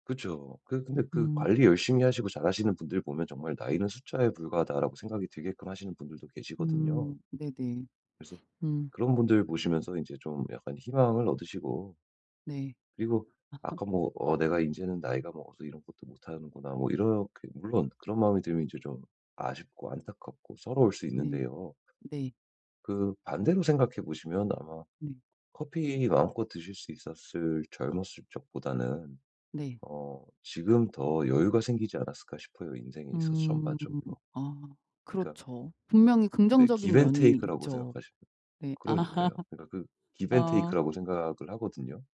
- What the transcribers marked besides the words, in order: sniff; other background noise; laugh; tapping; laugh
- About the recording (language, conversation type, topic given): Korean, advice, 스트레스를 줄이고 새로운 상황에 더 잘 적응하려면 어떻게 해야 하나요?